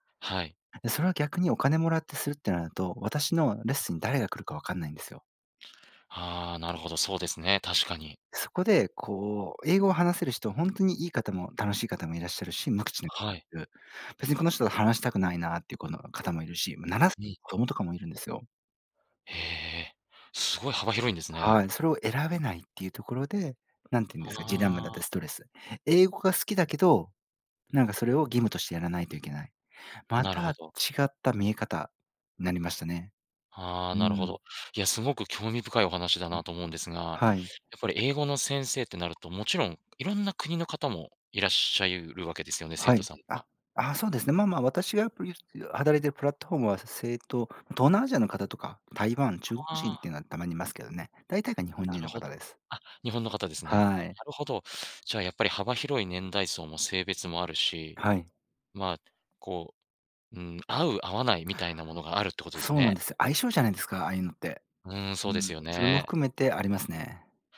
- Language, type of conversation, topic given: Japanese, podcast, 好きなことを仕事にするコツはありますか？
- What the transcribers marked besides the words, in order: unintelligible speech